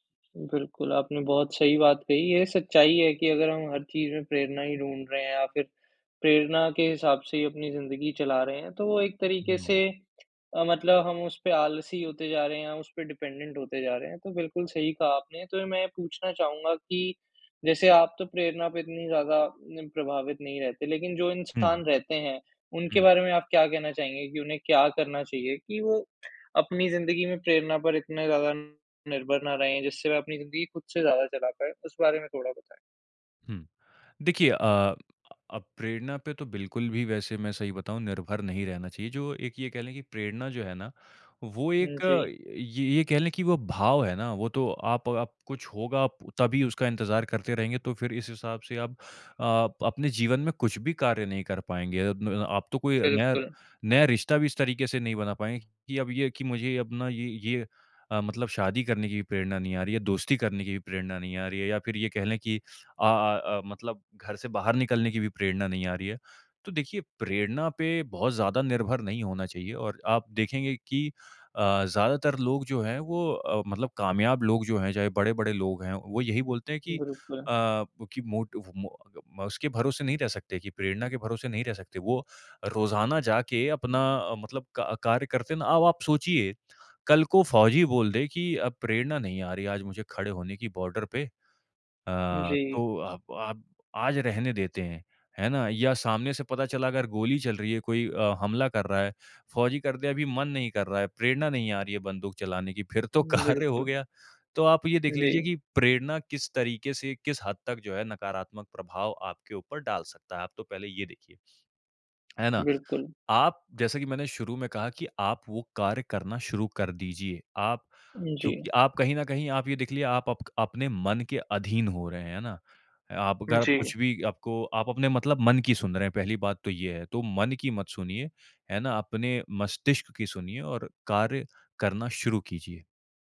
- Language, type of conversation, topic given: Hindi, podcast, जब प्रेरणा गायब हो जाती है, आप क्या करते हैं?
- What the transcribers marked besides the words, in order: tapping; in English: "डिपेंडेंट"; in English: "बॉर्डर"; laughing while speaking: "कार्य"